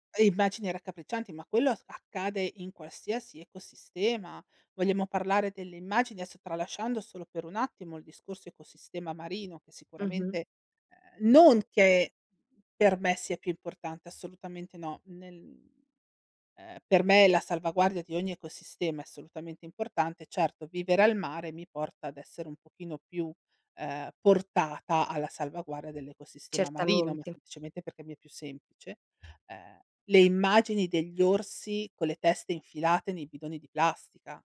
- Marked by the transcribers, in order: tapping
- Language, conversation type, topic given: Italian, podcast, Perché è importante proteggere le spiagge e i mari?